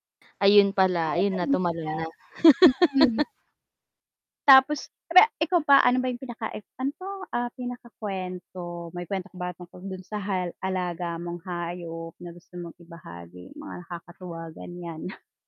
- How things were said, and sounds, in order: static; chuckle
- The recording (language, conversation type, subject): Filipino, unstructured, Ano ang paborito mong alagang hayop, at bakit?